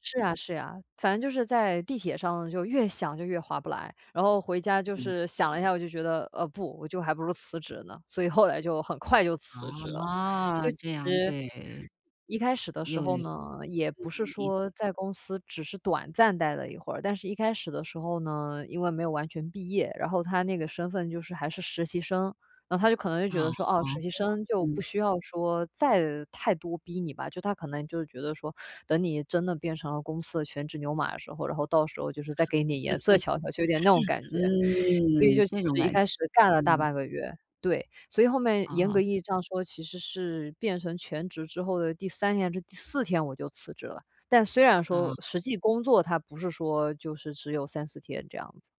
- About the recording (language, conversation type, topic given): Chinese, podcast, 你是怎么在工作和生活之间划清界线的？
- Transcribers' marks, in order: laugh